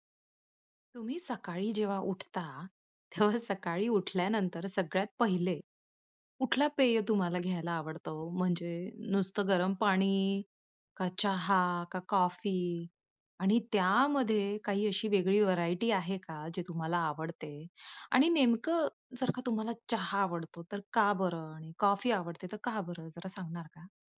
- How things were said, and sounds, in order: laughing while speaking: "तेव्हा"; in English: "व्हरायटी"
- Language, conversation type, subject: Marathi, podcast, सकाळी तुम्ही चहा घ्यायला पसंत करता की कॉफी, आणि का?